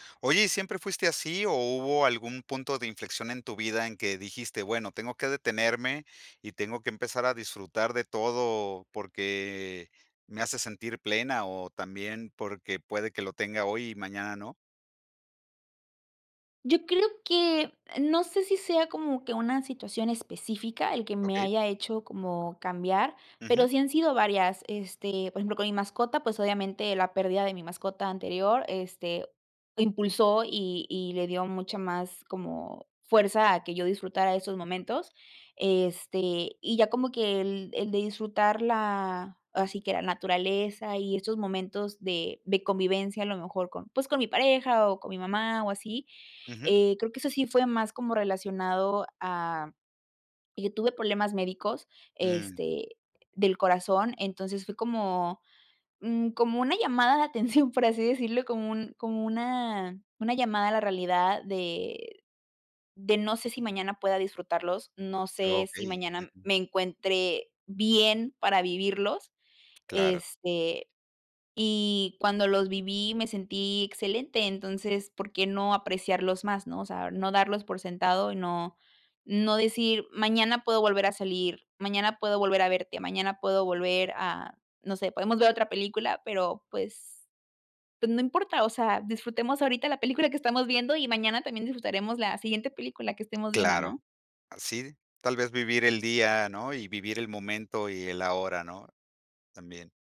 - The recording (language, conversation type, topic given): Spanish, podcast, ¿Qué aprendiste sobre disfrutar los pequeños momentos?
- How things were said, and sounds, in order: laughing while speaking: "atención"; tapping